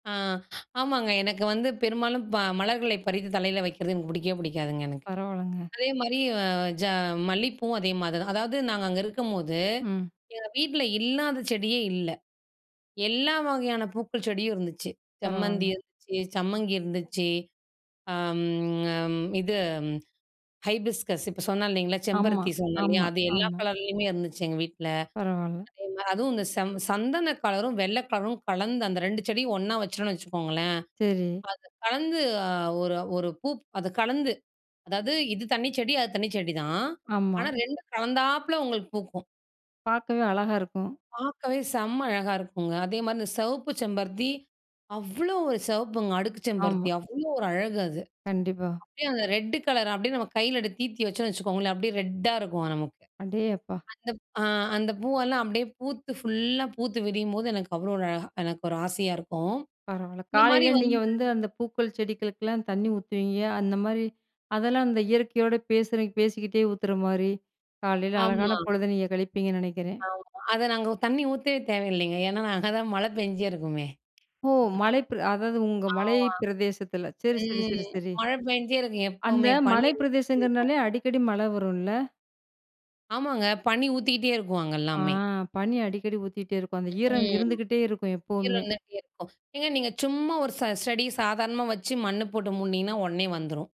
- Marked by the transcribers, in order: other noise; in English: "ஹைபிஸ்கஸ்"; other background noise; laughing while speaking: "அங்க தான் மழை பெஞ்சு இருக்குமே!"
- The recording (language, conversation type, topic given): Tamil, podcast, நீங்கள் இயற்கையுடன் எப்படித் தொடர்பு கொள்கிறீர்கள்?